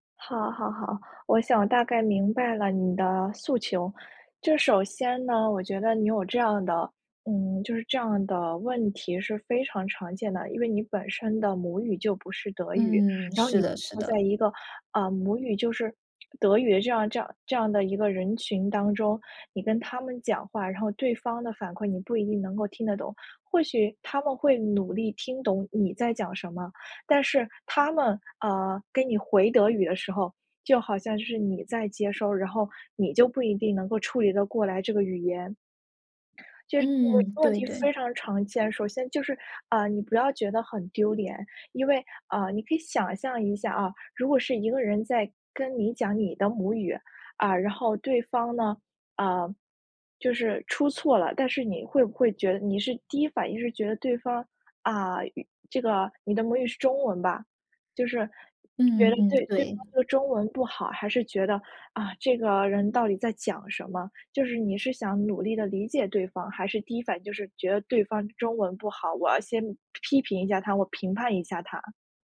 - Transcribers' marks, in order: other background noise
- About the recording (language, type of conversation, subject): Chinese, advice, 语言障碍让我不敢开口交流